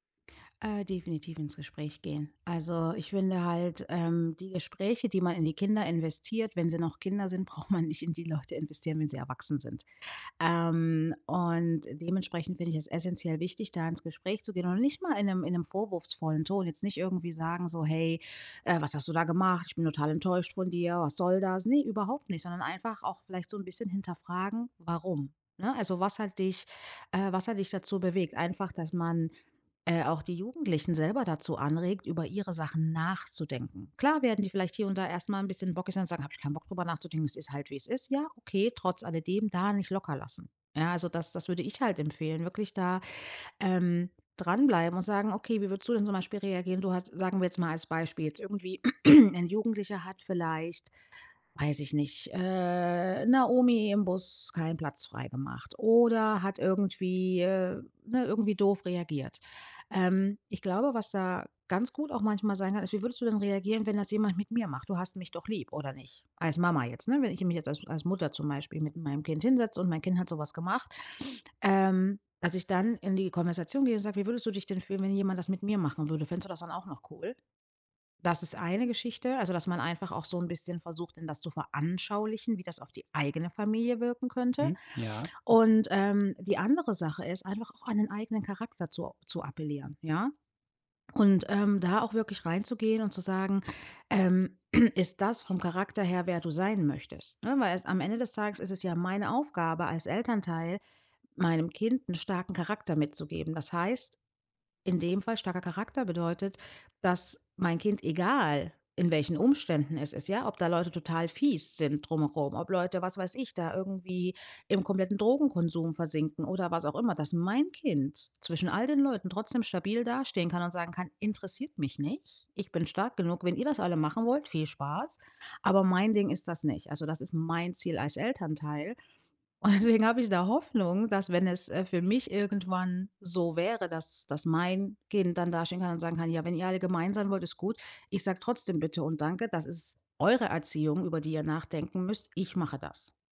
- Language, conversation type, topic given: German, podcast, Wie bringst du Kindern Worte der Wertschätzung bei?
- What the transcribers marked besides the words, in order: laughing while speaking: "braucht"; laughing while speaking: "Leute"; put-on voice: "Hey, äh, was hast du … Was soll das?"; stressed: "nachzudenken"; put-on voice: "Habe ich kein Bock darüber nachzudenken. Es ist halt, wie es ist"; other background noise; stressed: "veranschaulichen"; stressed: "eigene"; stressed: "egal"; "drumherum" said as "drum rum"; stressed: "mein Kind"; stressed: "mein"; joyful: "Und deswegen habe ich da Hoffnung"